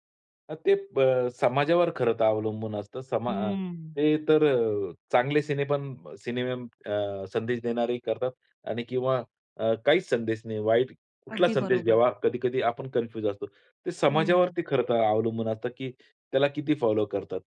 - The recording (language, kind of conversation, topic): Marathi, podcast, सिनेमाने समाजाला संदेश द्यावा की फक्त मनोरंजन करावे?
- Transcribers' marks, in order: "सिनेमे" said as "सिनेमेम"